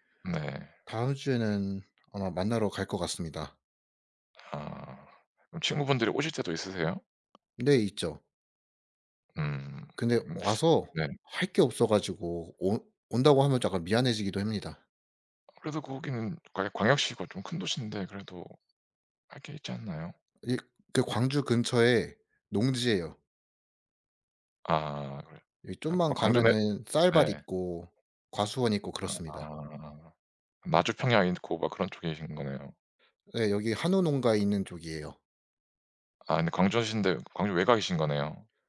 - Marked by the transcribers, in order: other background noise; tapping; "약간" said as "작간"; "있고" said as "인고"
- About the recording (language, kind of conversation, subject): Korean, unstructured, 오늘 하루는 보통 어떻게 시작하세요?